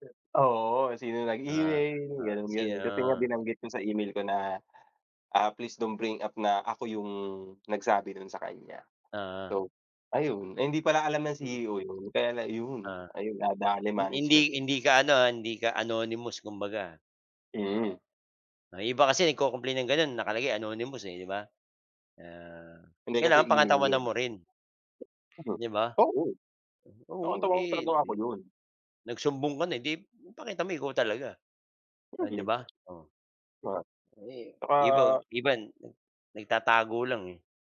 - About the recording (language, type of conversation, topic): Filipino, unstructured, Ano ang masasabi mo tungkol sa pagtatrabaho nang lampas sa oras na walang bayad?
- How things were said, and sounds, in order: tapping; other background noise; throat clearing; other noise